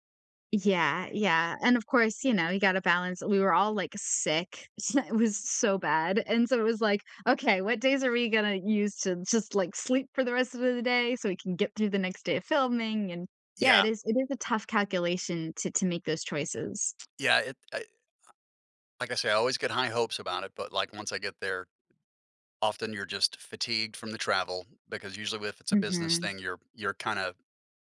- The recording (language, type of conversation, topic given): English, unstructured, How do you balance planning and spontaneity on a trip?
- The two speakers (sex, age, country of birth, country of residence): female, 25-29, United States, United States; male, 55-59, United States, United States
- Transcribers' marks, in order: laughing while speaking: "so, it"